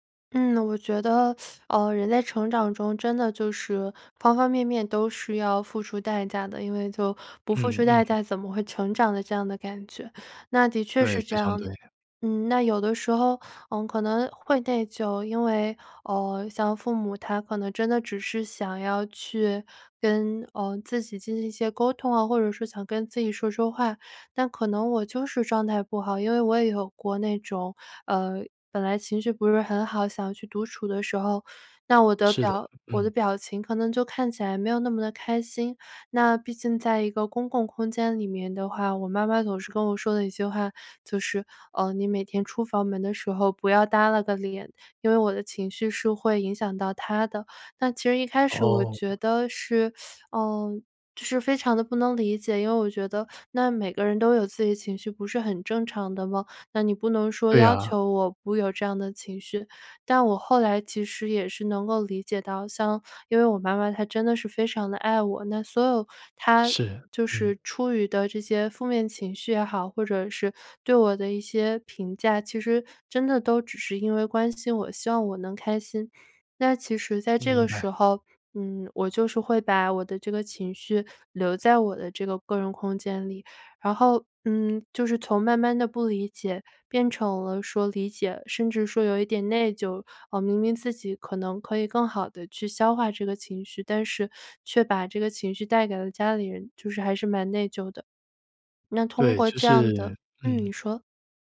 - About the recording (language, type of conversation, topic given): Chinese, podcast, 如何在家庭中保留个人空间和自由？
- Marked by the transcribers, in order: teeth sucking; other background noise; teeth sucking